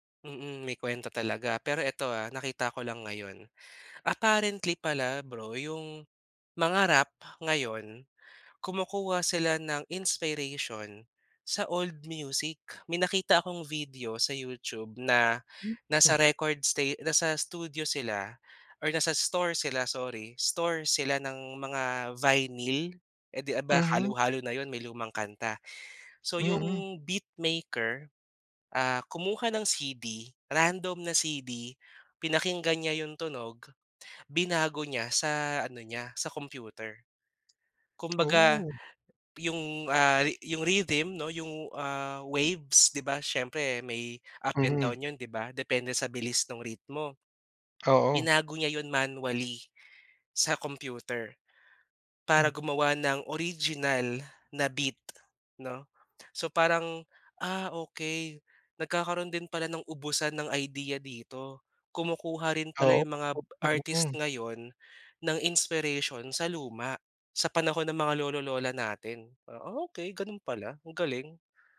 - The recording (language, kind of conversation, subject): Filipino, podcast, Mas gusto mo ba ang mga kantang nasa sariling wika o mga kantang banyaga?
- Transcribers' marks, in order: in English: "apparently"; in English: "vinyl"; in English: "beatmaker"; in English: "rhythm"; unintelligible speech